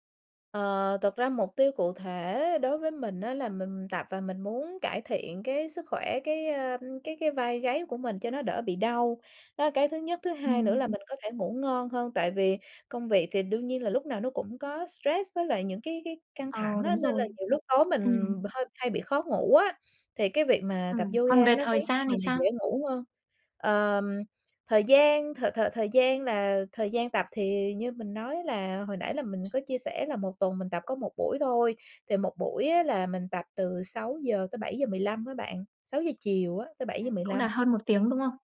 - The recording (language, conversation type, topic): Vietnamese, advice, Làm sao để lấy lại động lực tập thể dục dù bạn biết rõ lợi ích?
- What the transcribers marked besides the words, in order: in English: "stress"; other background noise